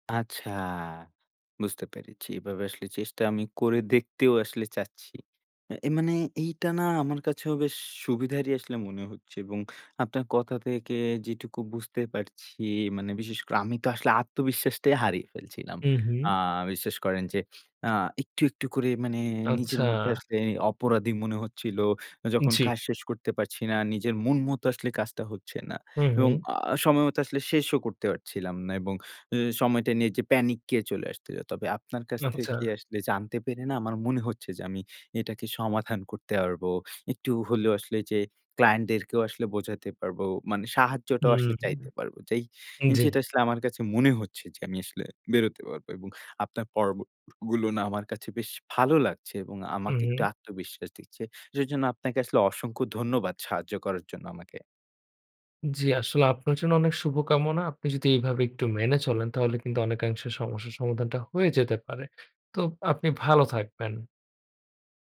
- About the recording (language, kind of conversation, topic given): Bengali, advice, সময় ব্যবস্থাপনায় অসুবিধা এবং সময়মতো কাজ শেষ না করার কারণ কী?
- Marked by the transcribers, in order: drawn out: "আচ্ছা"